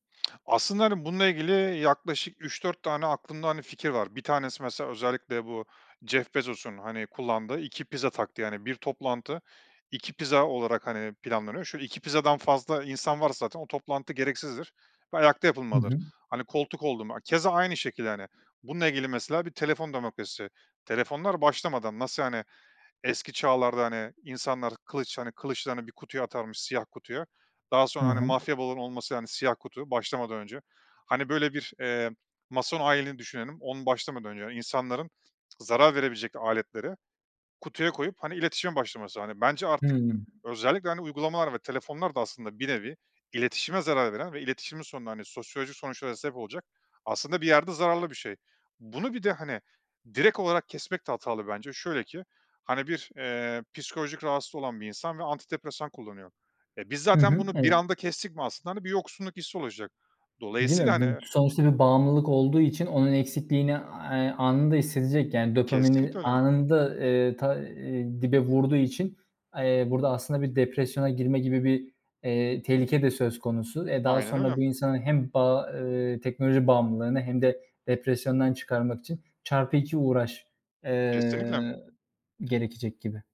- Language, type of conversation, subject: Turkish, podcast, Teknoloji kullanımı dengemizi nasıl bozuyor?
- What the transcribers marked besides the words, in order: none